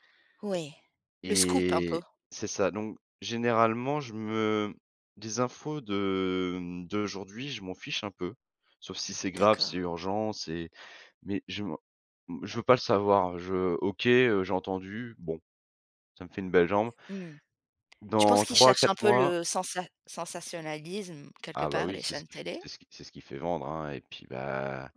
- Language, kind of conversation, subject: French, podcast, Comment choisis-tu des sources d’information fiables ?
- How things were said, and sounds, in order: tapping